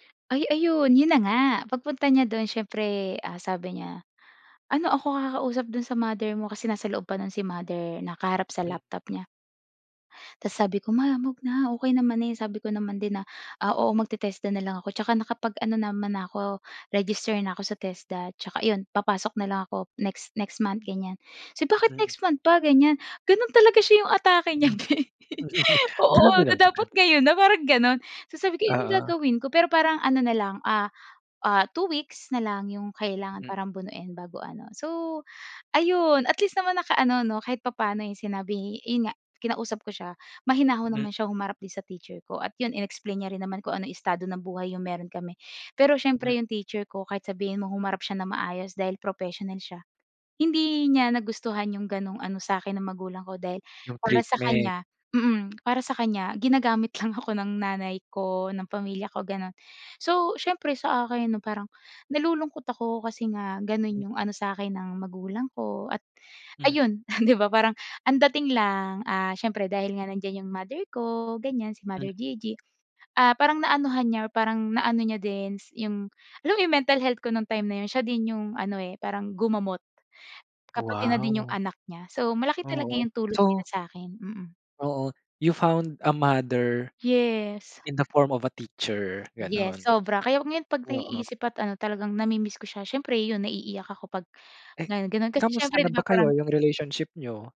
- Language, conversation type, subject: Filipino, podcast, Sino ang tumulong sa’yo na magbago, at paano niya ito nagawa?
- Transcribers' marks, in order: tapping; laughing while speaking: "bhe"; chuckle; laughing while speaking: "lang"; in English: "You found a mother in the form of a teacher"